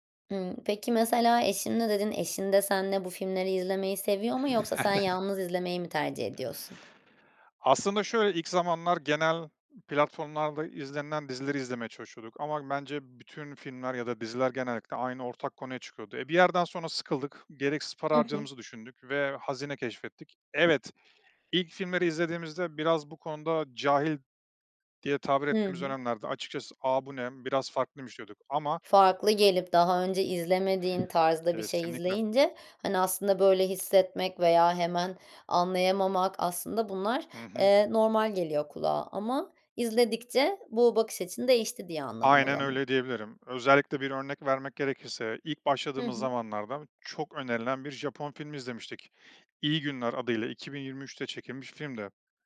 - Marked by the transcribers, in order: chuckle; tapping
- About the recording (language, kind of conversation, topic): Turkish, podcast, Hobini günlük rutinine nasıl sığdırıyorsun?